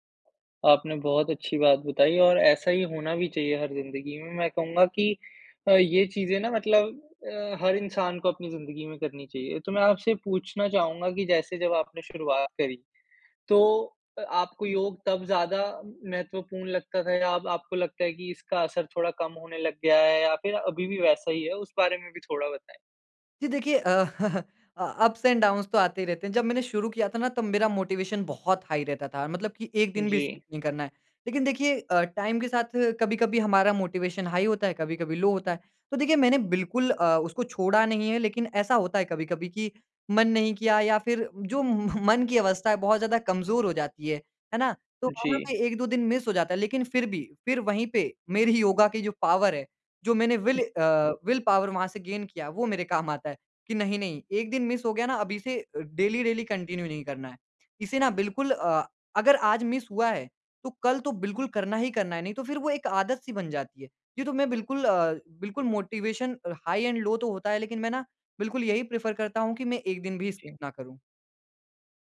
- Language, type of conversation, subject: Hindi, podcast, योग ने आपके रोज़मर्रा के जीवन पर क्या असर डाला है?
- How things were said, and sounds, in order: chuckle; in English: "अप्स एंड डाउन्स"; in English: "हाई"; in English: "स्किप"; in English: "हाई"; in English: "लो"; laughing while speaking: "मन"; in English: "मिस"; in English: "विल"; in English: "विल पावर"; other background noise; in English: "गेन"; joyful: "काम आता है"; in English: "मिस"; in English: "डेली डेली कंटिन्यू"; in English: "मिस"; in English: "हाई एंड लो"; in English: "प्रेफ़र"; in English: "स्किप"